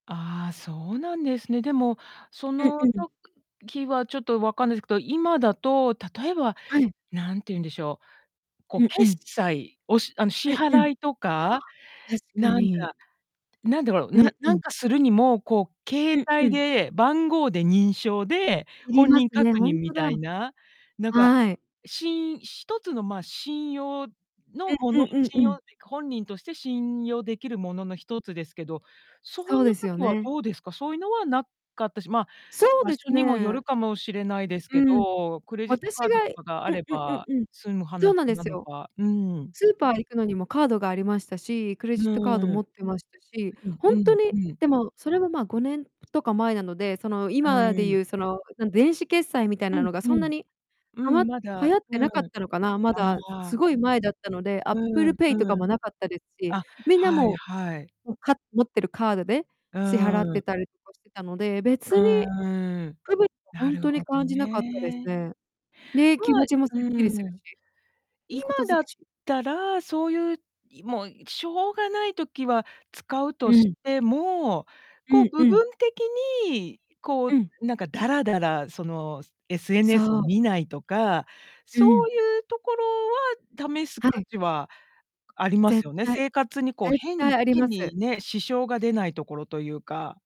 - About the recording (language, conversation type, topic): Japanese, podcast, デジタルデトックスをしたことはありますか？
- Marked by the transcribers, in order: distorted speech; other background noise